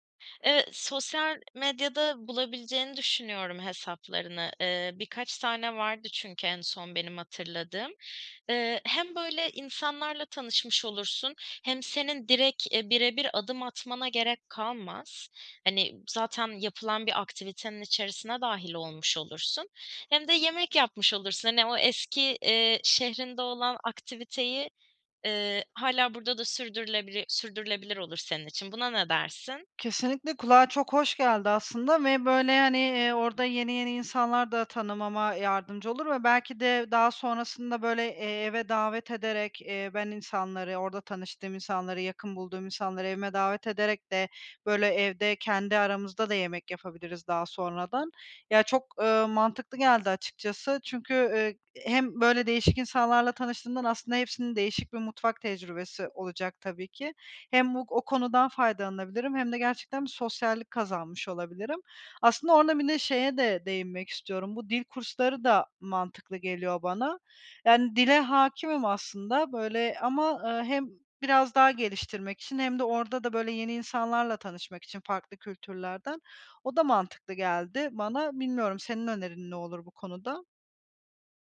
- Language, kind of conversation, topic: Turkish, advice, Yeni bir yerde nasıl sosyal çevre kurabilir ve uyum sağlayabilirim?
- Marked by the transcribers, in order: tapping; "direkt" said as "direk"; other background noise